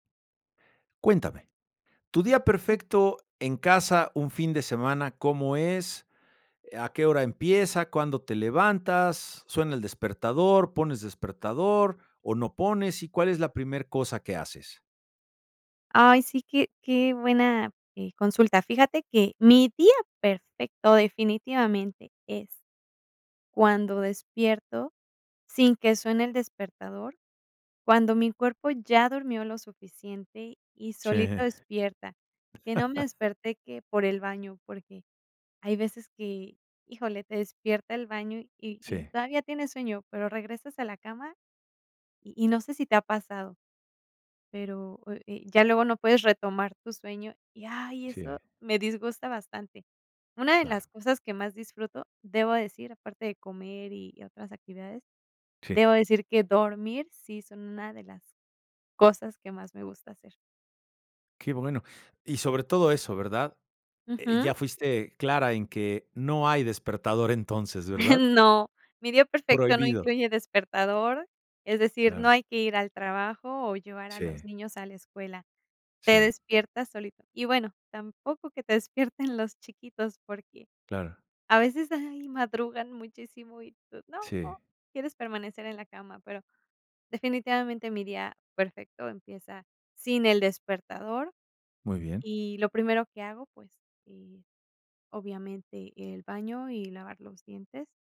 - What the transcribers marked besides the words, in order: other background noise; laugh; chuckle
- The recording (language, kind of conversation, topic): Spanish, podcast, ¿Cómo sería tu día perfecto en casa durante un fin de semana?